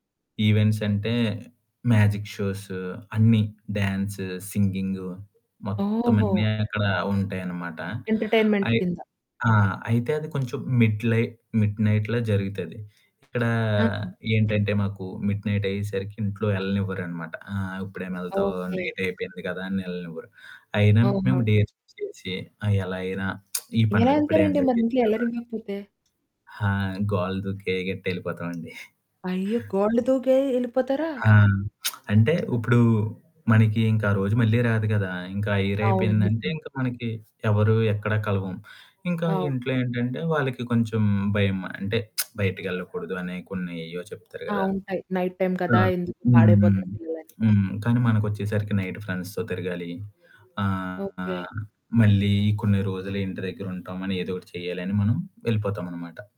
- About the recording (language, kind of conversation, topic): Telugu, podcast, పల్లెటూరు పండుగ లేదా జాతరలో పూర్తిగా మునిగిపోయిన ఒక రోజు అనుభవాన్ని మీరు వివరంగా చెప్పగలరా?
- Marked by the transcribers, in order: static; in English: "ఈవెంట్స్"; in English: "మ్యాజిక్ షోస్"; in English: "ఎంటర్టైన్మెంట్"; in English: "మిడ్ లైట్ మిడ్ నైట్‌లో"; in English: "మిడ్ నైట్"; other background noise; in English: "నైట్"; distorted speech; in English: "డేర్"; lip smack; in English: "ఎంజాయ్"; chuckle; lip smack; in English: "ఇయర్"; lip smack; in English: "నైట్ టైమ్"; in English: "నైట్ ఫ్రెండ్స్‌తో"